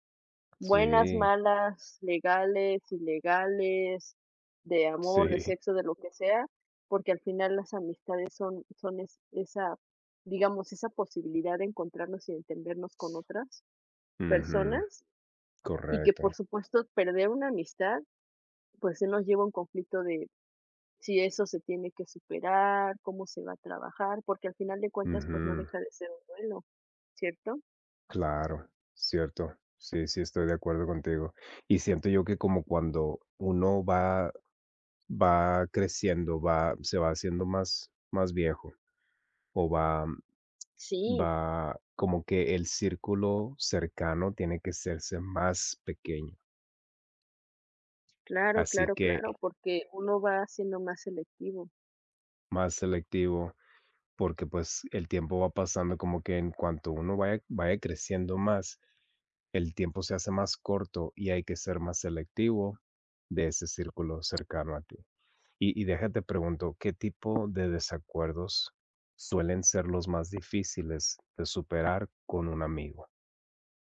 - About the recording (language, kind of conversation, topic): Spanish, unstructured, ¿Has perdido una amistad por una pelea y por qué?
- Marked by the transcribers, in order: other background noise; tapping